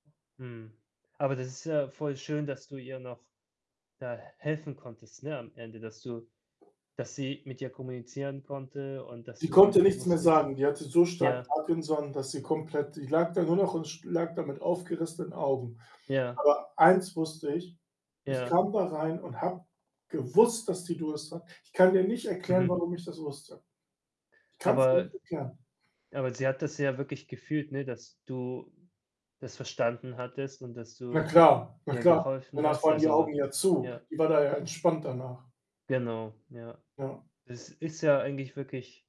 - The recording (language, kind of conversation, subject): German, unstructured, Wie hat ein Verlust in deinem Leben deine Sichtweise verändert?
- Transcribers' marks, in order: static; other background noise; distorted speech